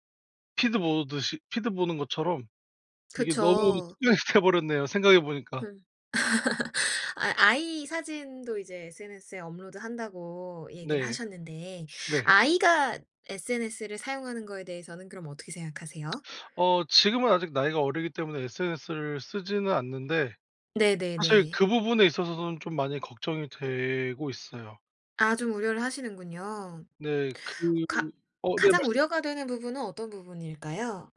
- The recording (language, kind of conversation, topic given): Korean, podcast, SNS가 일상에 어떤 영향을 준다고 보세요?
- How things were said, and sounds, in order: other background noise; laughing while speaking: "돼 버렸네요"; laugh; lip smack